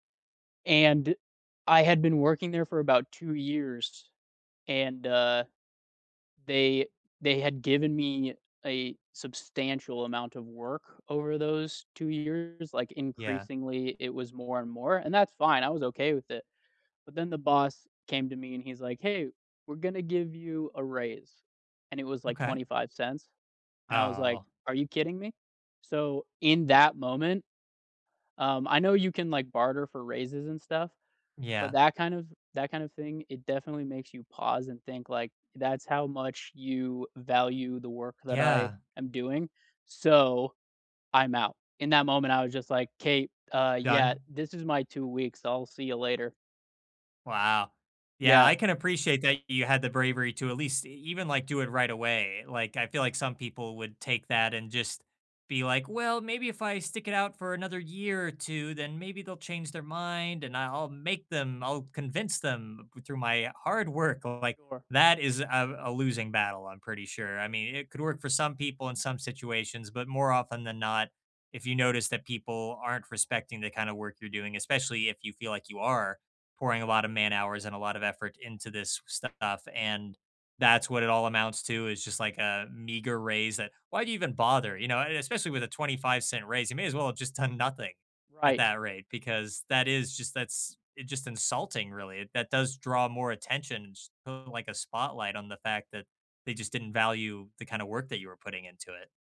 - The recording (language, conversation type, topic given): English, unstructured, What has your experience been with unfair treatment at work?
- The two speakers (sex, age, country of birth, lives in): male, 30-34, United States, United States; male, 30-34, United States, United States
- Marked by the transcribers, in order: tapping; other background noise